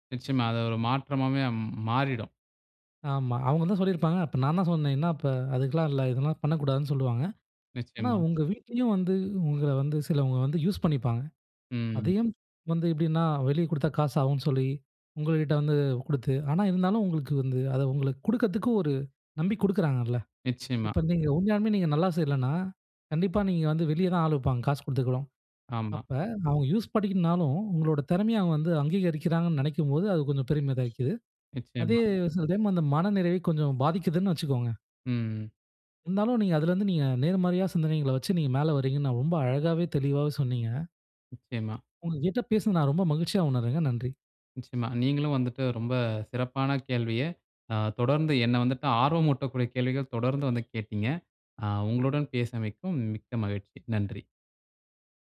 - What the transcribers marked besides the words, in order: other background noise; "இருக்குது" said as "இதாயிக்குது"
- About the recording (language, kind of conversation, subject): Tamil, podcast, சமையல் உங்கள் மனநிறைவை எப்படி பாதிக்கிறது?